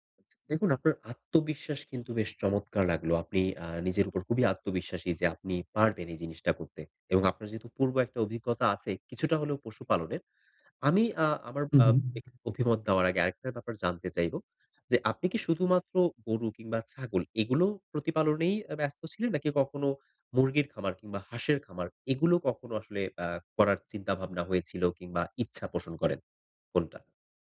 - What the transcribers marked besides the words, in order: none
- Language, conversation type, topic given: Bengali, advice, কাজের জন্য পর্যাপ্ত সম্পদ বা সহায়তা চাইবেন কীভাবে?